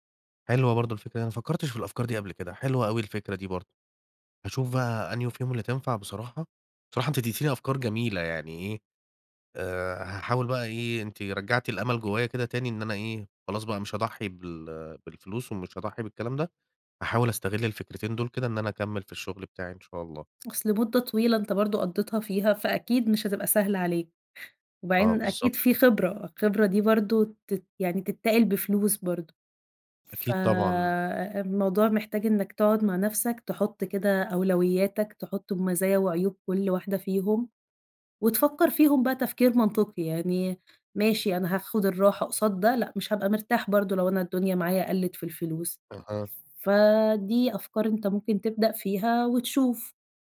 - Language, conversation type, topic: Arabic, advice, إزاي أقرر أكمّل في شغل مرهق ولا أغيّر مساري المهني؟
- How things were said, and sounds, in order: none